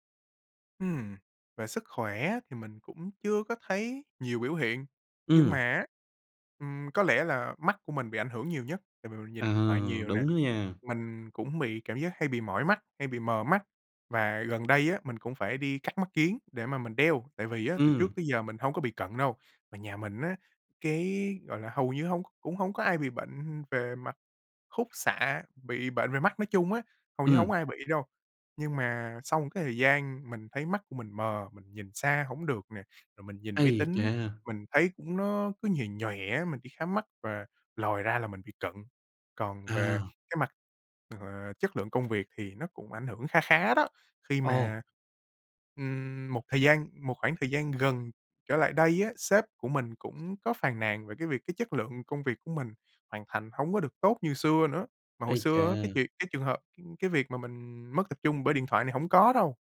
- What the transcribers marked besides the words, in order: tapping
- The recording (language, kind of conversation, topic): Vietnamese, advice, Làm sao để tập trung khi liên tục nhận thông báo từ điện thoại và email?